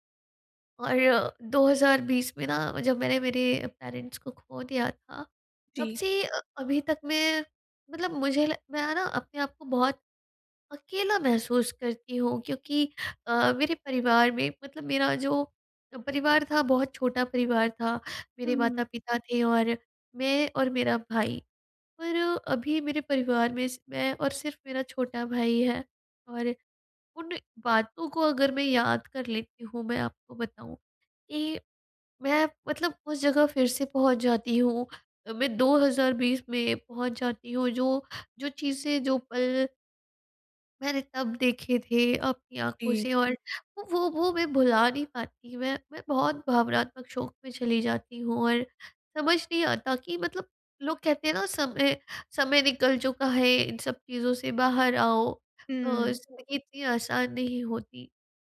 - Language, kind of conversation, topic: Hindi, advice, भावनात्मक शोक को धीरे-धीरे कैसे संसाधित किया जाए?
- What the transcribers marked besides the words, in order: sad: "और दो हज़ार बीस में … चीजें जो पल"; in English: "पेरेंट्स"; sad: "मैंने तब देखे थे अपनी … आसान नहीं होती"